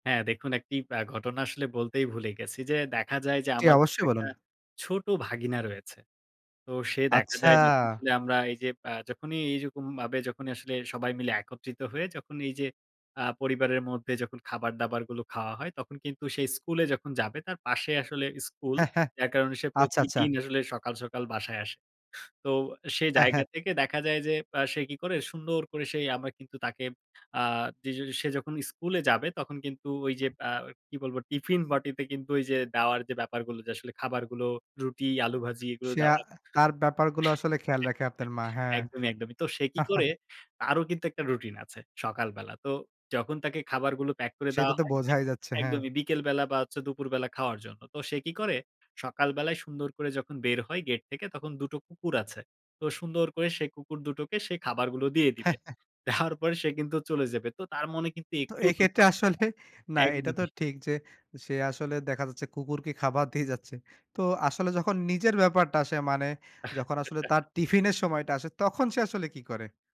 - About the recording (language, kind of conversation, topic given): Bengali, podcast, আপনাদের পরিবারের সকালের রুটিন কেমন চলে?
- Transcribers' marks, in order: chuckle; chuckle; chuckle; chuckle; laughing while speaking: "দেওয়ার পরে সে কিন্তু চলে যাবে"; laughing while speaking: "আসলে"; laughing while speaking: "দিয়ে যাচ্ছে"; chuckle